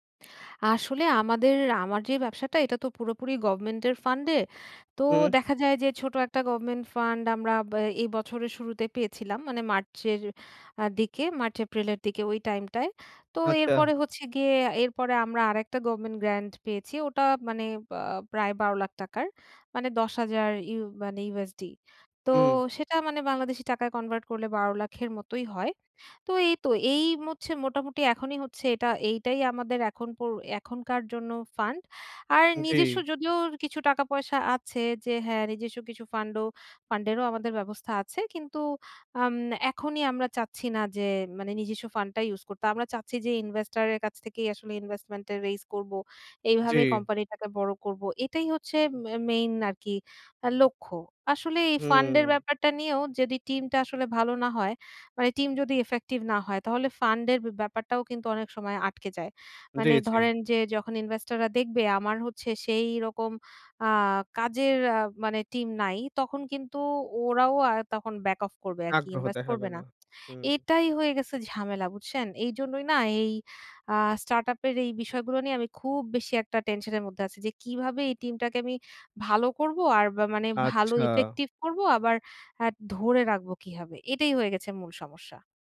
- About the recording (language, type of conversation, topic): Bengali, advice, দক্ষ টিম গঠন ও ধরে রাখার কৌশল
- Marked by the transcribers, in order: in English: "government grant"; in English: "investor"; in English: "investment"; "যদি" said as "যেদি"; in English: "effective"; in English: "back off"